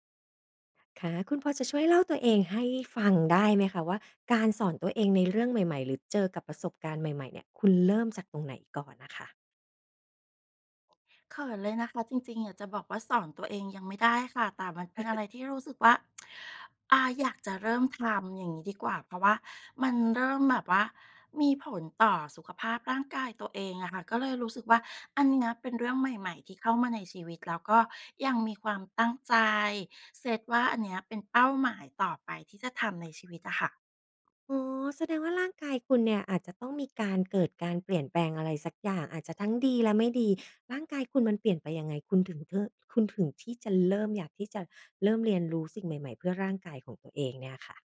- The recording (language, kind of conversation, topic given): Thai, podcast, คุณเริ่มต้นจากตรงไหนเมื่อจะสอนตัวเองเรื่องใหม่ๆ?
- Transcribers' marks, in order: chuckle; tsk